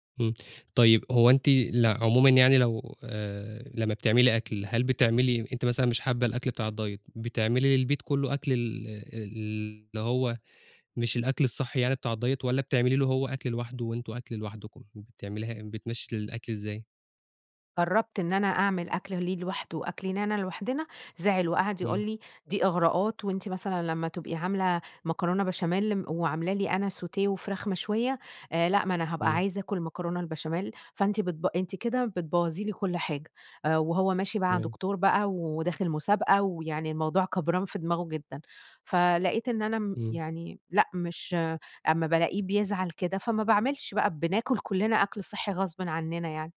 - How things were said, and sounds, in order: in English: "الDiet"; in English: "الDiet"; in English: "Sauté"
- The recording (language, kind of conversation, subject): Arabic, advice, إزاي أتعامل مع ضغط الناس أو ضغط شريكي/شريكتي عليّ عشان ألتزم بأكل صحي وتمارين قاسية؟